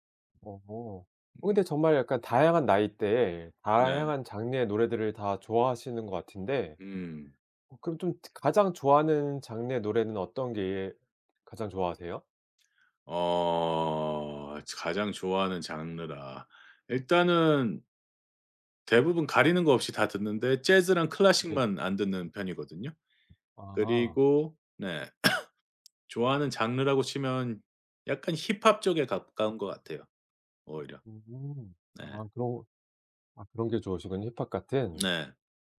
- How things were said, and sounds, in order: drawn out: "어"; cough
- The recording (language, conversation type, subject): Korean, podcast, 계절마다 떠오르는 노래가 있으신가요?